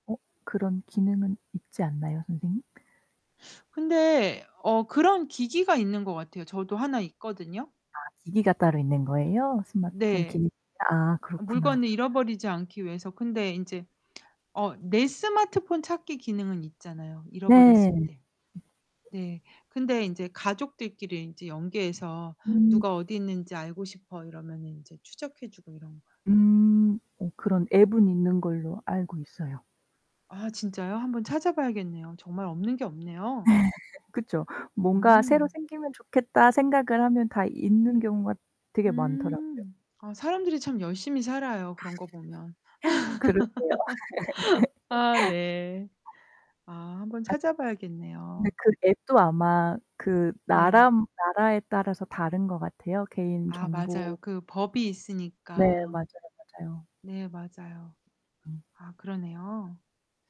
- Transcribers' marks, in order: static; distorted speech; tapping; other background noise; laughing while speaking: "네"; laugh; laugh
- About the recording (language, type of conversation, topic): Korean, unstructured, 요즘 가장 좋아하는 스마트폰 기능은 무엇인가요?
- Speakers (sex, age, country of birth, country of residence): female, 35-39, South Korea, Germany; female, 50-54, South Korea, Italy